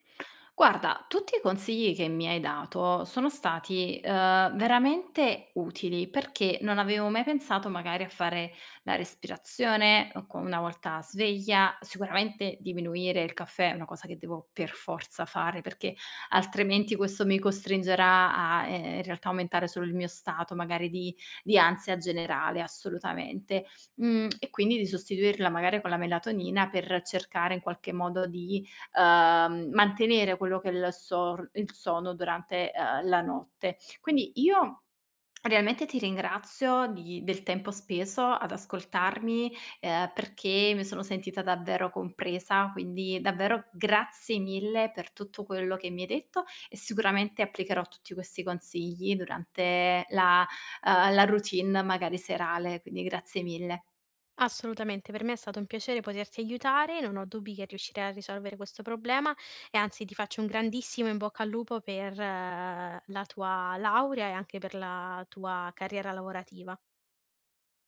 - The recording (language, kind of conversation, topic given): Italian, advice, Perché mi sveglio ripetutamente durante la notte senza capirne il motivo?
- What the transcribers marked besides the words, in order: lip smack; lip smack